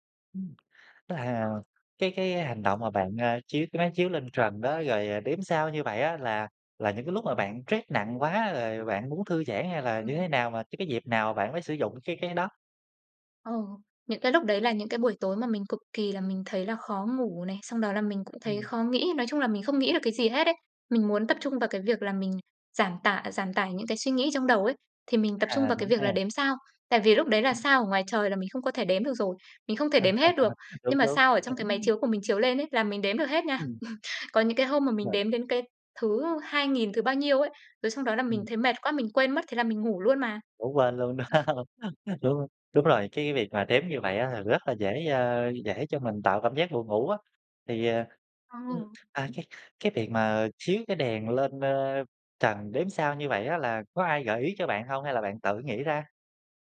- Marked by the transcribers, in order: tapping; other background noise; laugh; laugh; laugh; laughing while speaking: "đúng hông?"; laugh
- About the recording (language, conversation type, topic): Vietnamese, podcast, Buổi tối thư giãn lý tưởng trong ngôi nhà mơ ước của bạn diễn ra như thế nào?